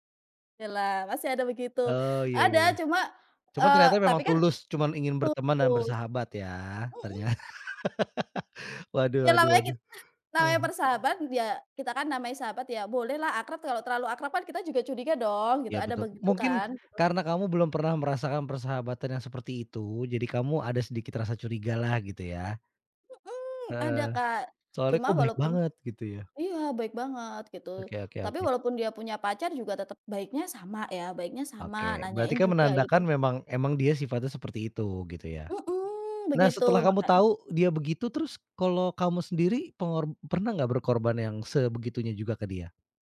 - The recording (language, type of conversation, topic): Indonesian, podcast, Apa momen persahabatan yang paling berarti buat kamu?
- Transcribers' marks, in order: laughing while speaking: "ternyata"; laugh; tapping